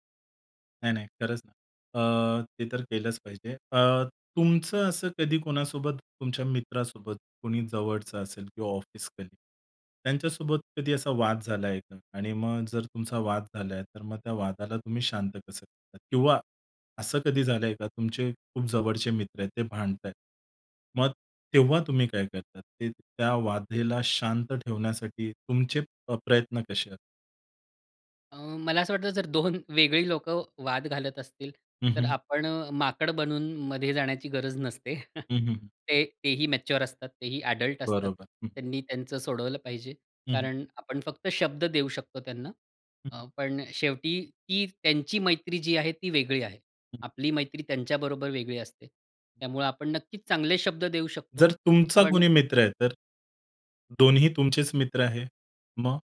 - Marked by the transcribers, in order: in English: "कलीग"; "वादाला" said as "वादेला"; laughing while speaking: "दोन"; chuckle; other background noise
- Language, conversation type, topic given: Marathi, podcast, वाद वाढू न देता आपण स्वतःला शांत कसे ठेवता?